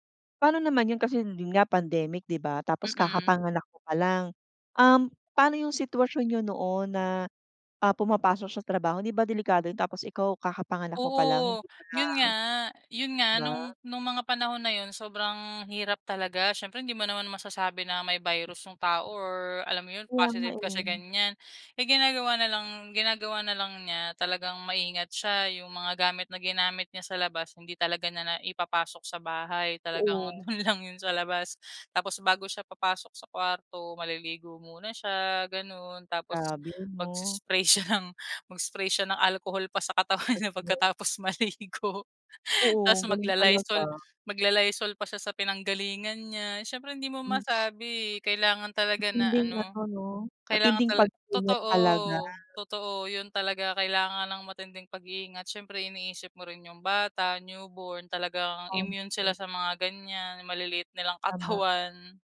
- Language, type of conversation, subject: Filipino, podcast, Paano ninyo sinusuportahan ang isa’t isa sa mga mahihirap na panahon?
- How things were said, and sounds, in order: bird; tapping; other background noise; laughing while speaking: "dun"; laughing while speaking: "ng"; unintelligible speech; laughing while speaking: "katawan niya pagkatapos maligo"